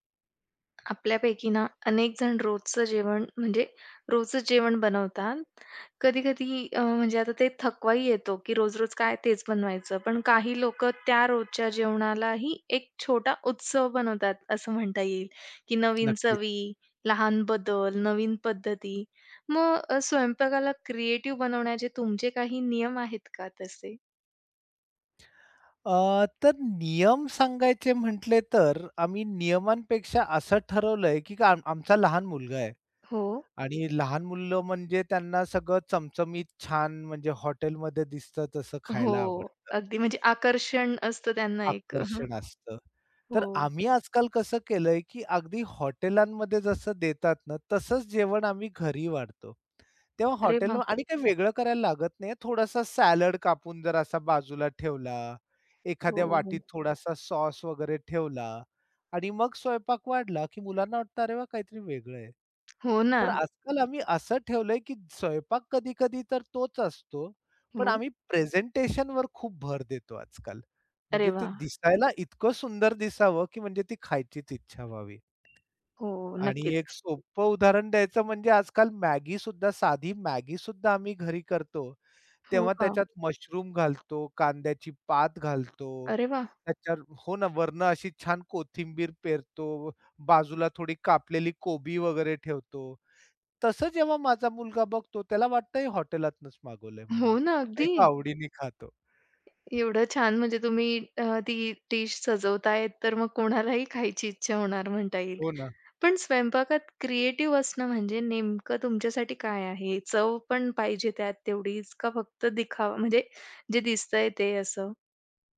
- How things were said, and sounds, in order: tapping; horn; other background noise; unintelligible speech; other noise
- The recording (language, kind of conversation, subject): Marathi, podcast, स्वयंपाक अधिक सर्जनशील करण्यासाठी तुमचे काही नियम आहेत का?